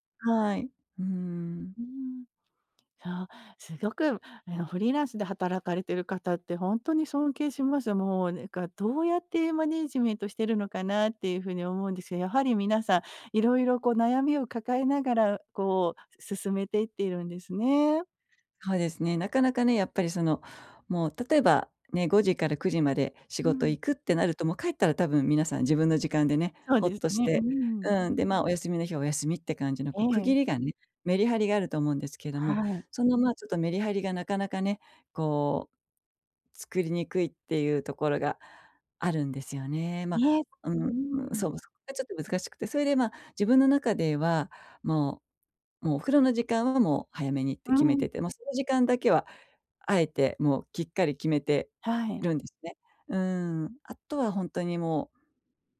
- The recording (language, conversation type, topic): Japanese, advice, 仕事と私生活の境界を守るには、まず何から始めればよいですか？
- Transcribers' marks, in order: unintelligible speech